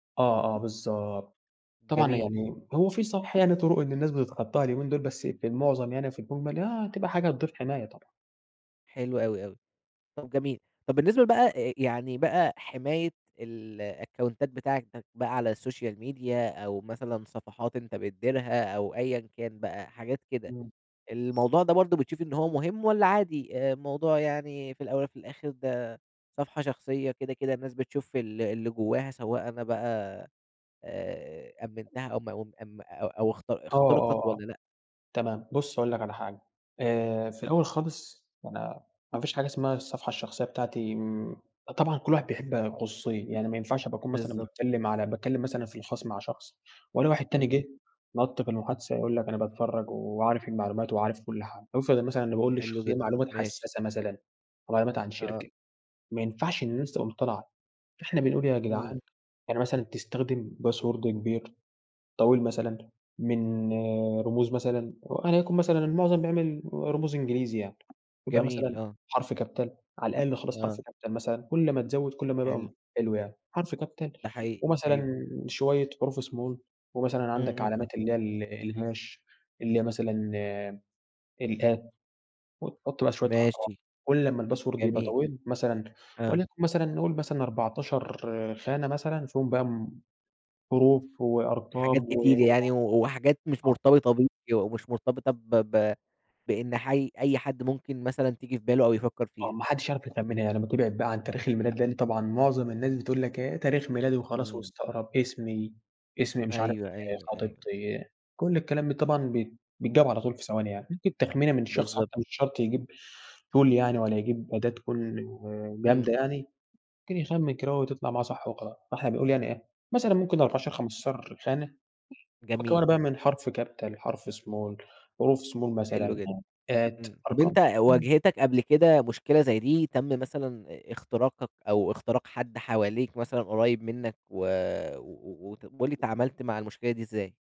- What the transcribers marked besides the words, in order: tapping; in English: "الأكونتات"; in English: "السوشيال ميديا"; other background noise; in English: "باسورد"; in English: "capital"; in English: "capital"; in English: "capital"; in English: "small"; in English: "الHash"; in English: "الat"; unintelligible speech; in English: "الباسورد"; unintelligible speech; in English: "Tool"; in English: "capital"; in English: "small"; in English: "small"; in English: "at"; unintelligible speech
- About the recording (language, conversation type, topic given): Arabic, podcast, ازاي بتحافظ على خصوصيتك على الإنترنت من وجهة نظرك؟